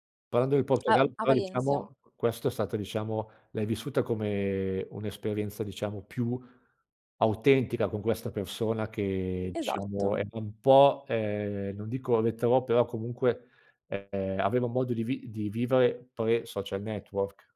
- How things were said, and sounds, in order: other background noise
- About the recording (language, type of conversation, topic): Italian, podcast, Qual è stata l’esperienza più autentica che hai vissuto durante un viaggio?